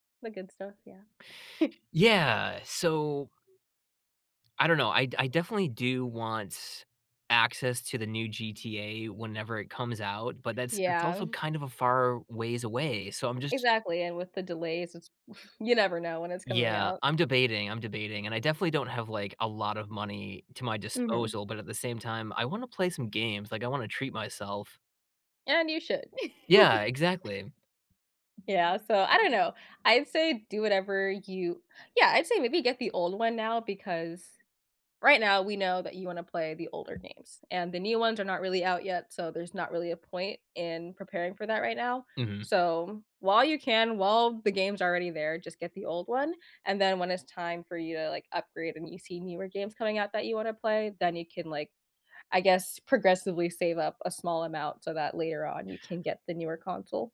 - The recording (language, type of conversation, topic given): English, unstructured, What small daily ritual should I adopt to feel like myself?
- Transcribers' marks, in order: chuckle; alarm; chuckle; giggle; tapping